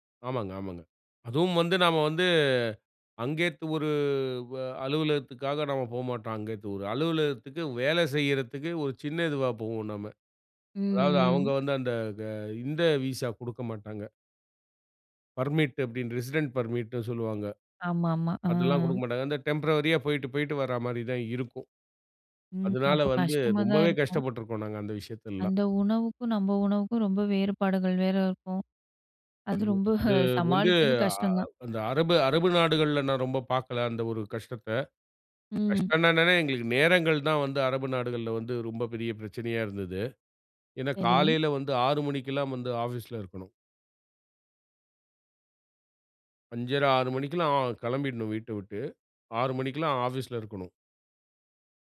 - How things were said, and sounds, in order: in English: "பர்மிட்"; in English: "ரெசிடெண்ட் பர்மிட்"; other background noise
- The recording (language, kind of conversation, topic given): Tamil, podcast, புதிய விஷயங்கள் கற்றுக்கொள்ள உங்களைத் தூண்டும் காரணம் என்ன?